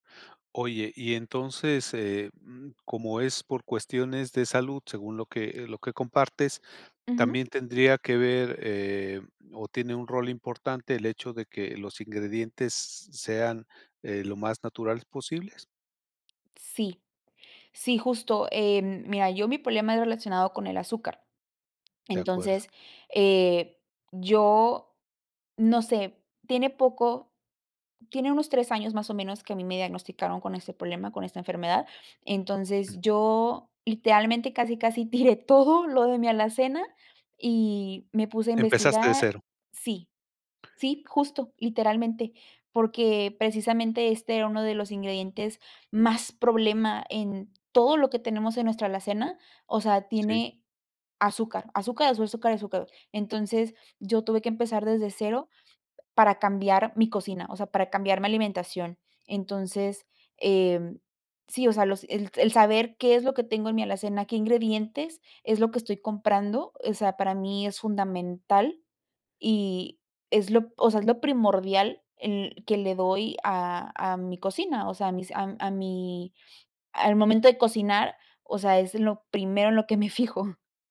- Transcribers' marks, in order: laughing while speaking: "todo"; lip smack; "azúcar" said as "azuzúcar"; laughing while speaking: "me fijo"
- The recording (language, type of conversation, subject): Spanish, podcast, ¿Qué papel juega la cocina casera en tu bienestar?
- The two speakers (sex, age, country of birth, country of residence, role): female, 25-29, Mexico, Mexico, guest; male, 60-64, Mexico, Mexico, host